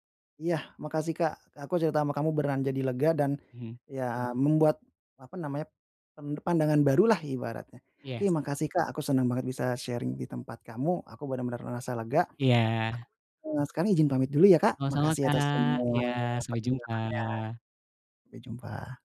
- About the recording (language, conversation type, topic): Indonesian, advice, Mengapa saya sulit memaafkan diri sendiri atas kesalahan di masa lalu?
- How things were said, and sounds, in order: in English: "sharing"